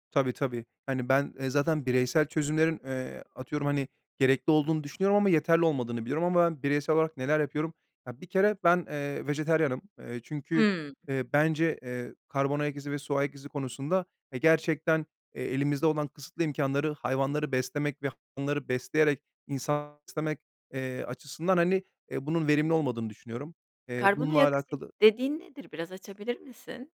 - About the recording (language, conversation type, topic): Turkish, podcast, İklim değişikliğiyle ilgili duydukların arasında seni en çok endişelendiren şey hangisi?
- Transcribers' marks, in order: other background noise